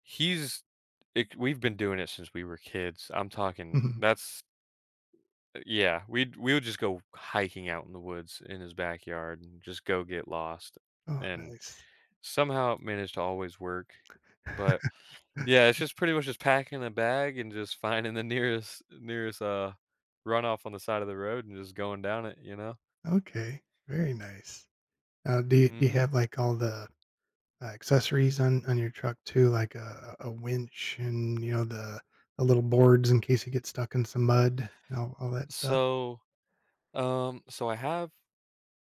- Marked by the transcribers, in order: chuckle; laughing while speaking: "finding the nearest"; other background noise
- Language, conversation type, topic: English, unstructured, What factors influence your choice between going out or staying in for the evening?
- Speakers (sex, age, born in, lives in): male, 25-29, United States, United States; male, 55-59, United States, United States